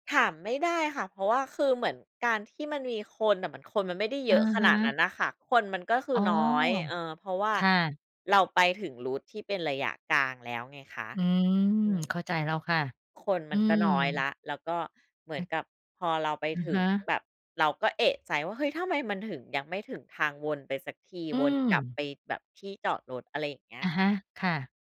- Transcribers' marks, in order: in English: "route"; tapping; other noise
- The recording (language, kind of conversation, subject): Thai, podcast, เคยหลงทางจนใจหายไหม เล่าให้ฟังหน่อย?